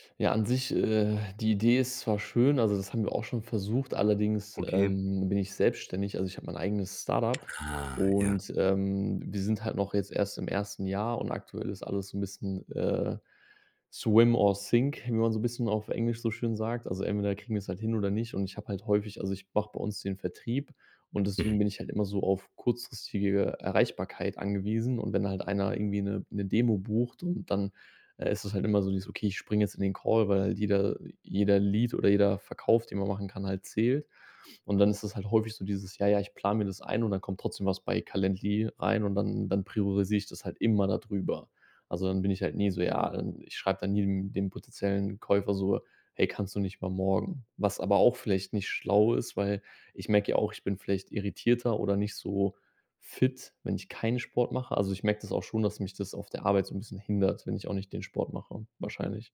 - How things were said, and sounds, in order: in English: "swim or sink"; in English: "Lead"; other background noise
- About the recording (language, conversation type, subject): German, advice, Wie kann ich mit einem schlechten Gewissen umgehen, wenn ich wegen der Arbeit Trainingseinheiten verpasse?